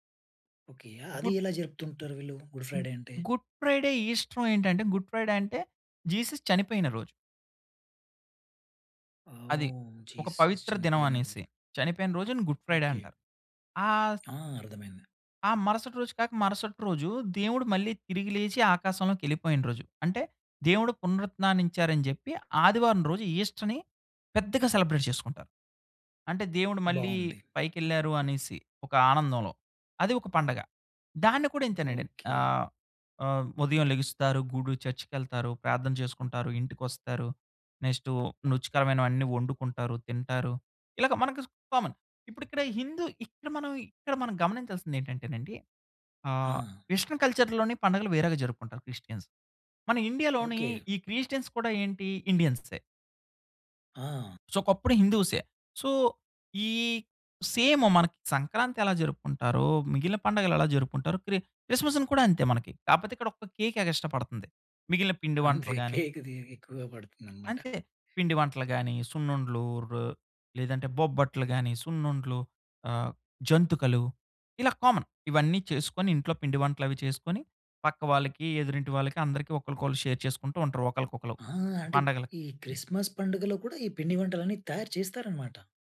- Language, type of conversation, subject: Telugu, podcast, పండుగల సమయంలో ఇంటి ఏర్పాట్లు మీరు ఎలా ప్రణాళిక చేసుకుంటారు?
- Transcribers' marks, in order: tapping; "పునరుత్థానించారని" said as "పునరుత్నానించారని"; in English: "సెలబ్రేట్"; "రుచికరమైనవన్నీ" said as "నుచికరమైనవన్నీ"; in English: "కామన్"; in English: "కల్చర్‌లోని"; in English: "క్రిస్టియన్స్"; in English: "క్రిస్టియన్స్"; in English: "సో"; in English: "సో"; laughing while speaking: "అంతే కేకుది"; other background noise; "జంతికలు" said as "జంతుకలు"; in English: "కామన్"